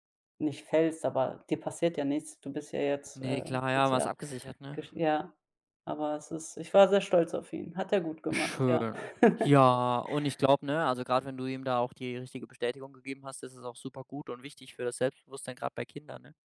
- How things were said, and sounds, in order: other background noise; chuckle
- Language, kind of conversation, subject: German, unstructured, Wie hat ein Hobby dein Selbstvertrauen verändert?